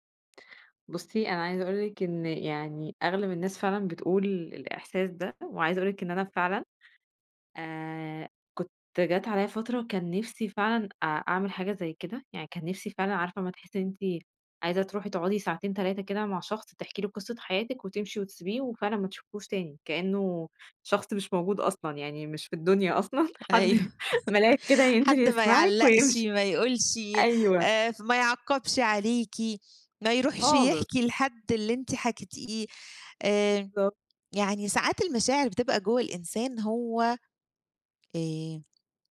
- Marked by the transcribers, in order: chuckle; laughing while speaking: "حد مَلاك كده ينزل يسمعِك ويمشي"
- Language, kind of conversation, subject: Arabic, podcast, إيه الفرق بين دعم الأصحاب ودعم العيلة؟
- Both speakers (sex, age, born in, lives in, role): female, 30-34, Egypt, Egypt, guest; female, 40-44, Egypt, Greece, host